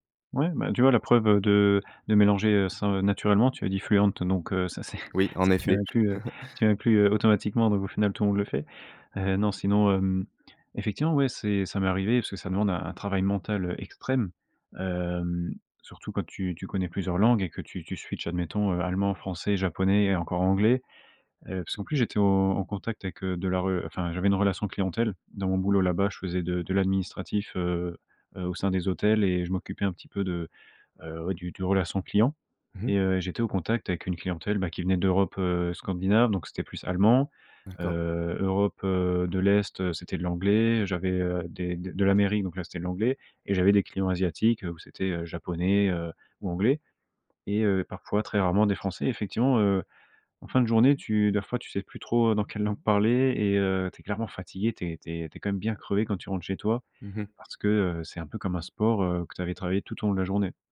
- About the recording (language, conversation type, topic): French, podcast, Comment jongles-tu entre deux langues au quotidien ?
- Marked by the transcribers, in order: put-on voice: "fluent"; laughing while speaking: "c'est"; chuckle; in English: "switch"; "da" said as "des"